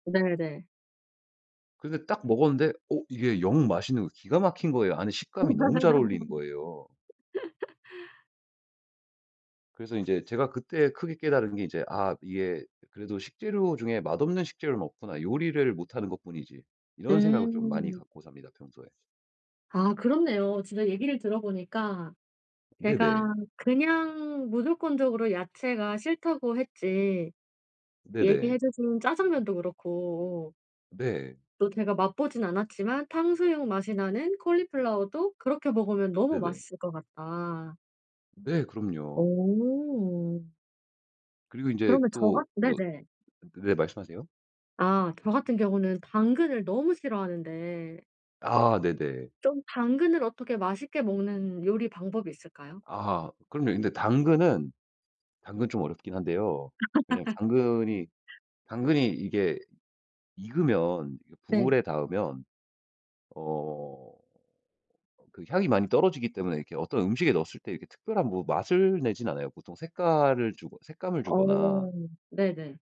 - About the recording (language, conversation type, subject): Korean, podcast, 채소를 더 많이 먹게 만드는 꿀팁이 있나요?
- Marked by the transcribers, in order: laugh; other background noise; laugh; tapping